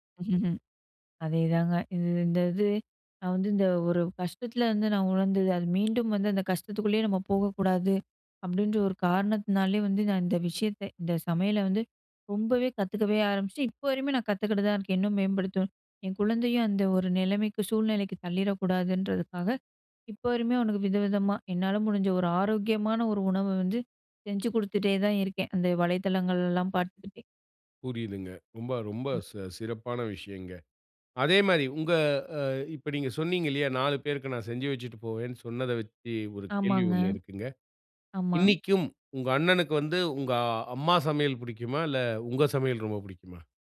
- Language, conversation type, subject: Tamil, podcast, புதிய விஷயங்கள் கற்றுக்கொள்ள உங்களைத் தூண்டும் காரணம் என்ன?
- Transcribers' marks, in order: chuckle; tapping